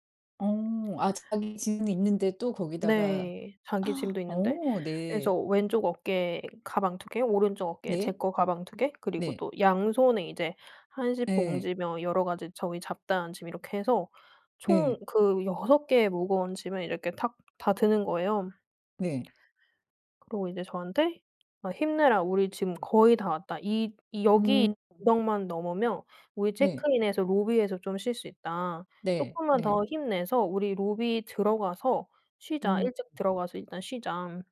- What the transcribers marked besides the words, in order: other background noise; gasp; tapping
- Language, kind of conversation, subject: Korean, podcast, 함께 고생하면서 더 가까워졌던 기억이 있나요?